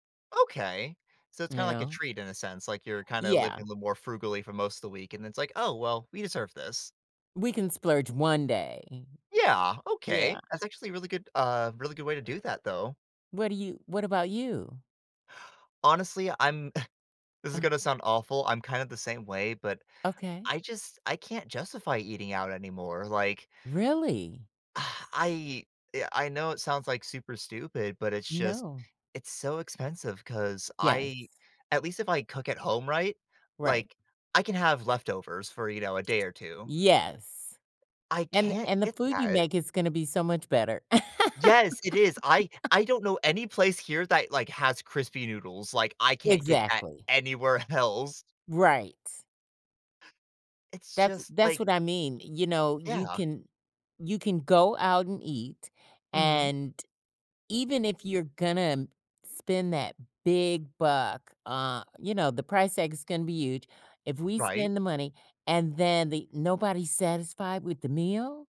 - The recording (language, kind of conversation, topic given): English, unstructured, What factors influence your choice between eating at home and going out to a restaurant?
- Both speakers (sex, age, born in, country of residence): female, 60-64, United States, United States; male, 20-24, United States, United States
- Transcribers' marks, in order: chuckle; sigh; other background noise; laugh; laughing while speaking: "else"